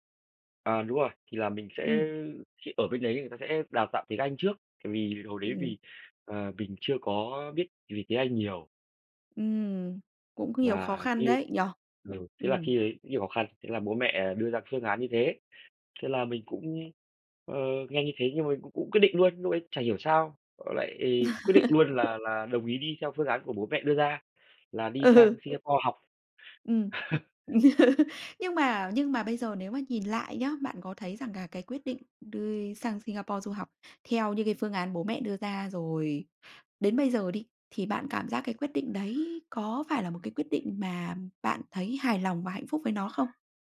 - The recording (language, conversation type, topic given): Vietnamese, podcast, Bạn có thể kể về một lần bạn đã thay đổi lớn trong cuộc đời mình không?
- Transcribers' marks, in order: tapping; laugh; laughing while speaking: "Ừ"; laugh; chuckle; other background noise